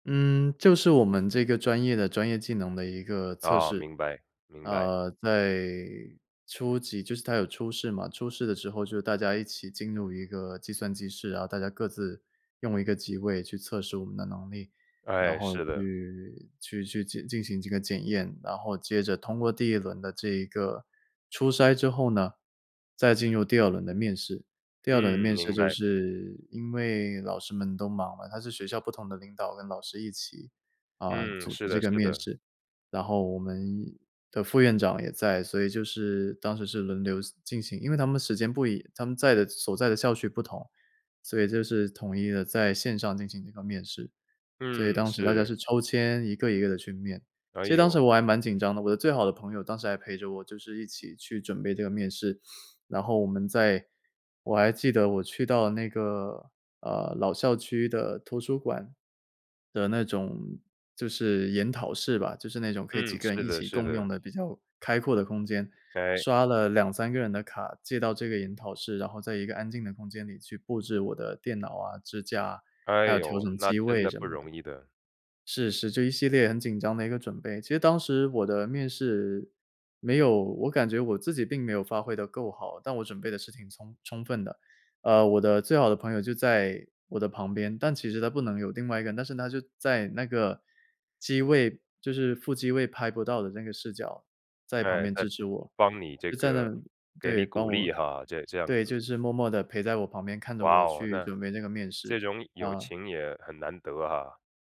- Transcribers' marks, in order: other background noise; sniff
- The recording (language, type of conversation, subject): Chinese, podcast, 你有没有经历过原以为错过了，后来却发现反而成全了自己的事情？